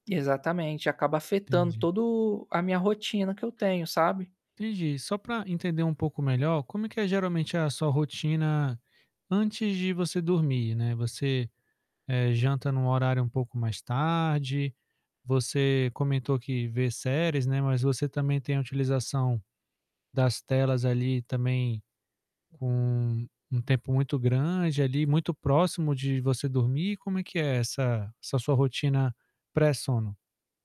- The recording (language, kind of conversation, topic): Portuguese, advice, Como os seus pesadelos frequentes afetam o seu humor e a sua recuperação durante o dia?
- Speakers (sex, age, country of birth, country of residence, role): male, 25-29, Brazil, Spain, user; male, 35-39, Brazil, France, advisor
- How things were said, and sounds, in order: none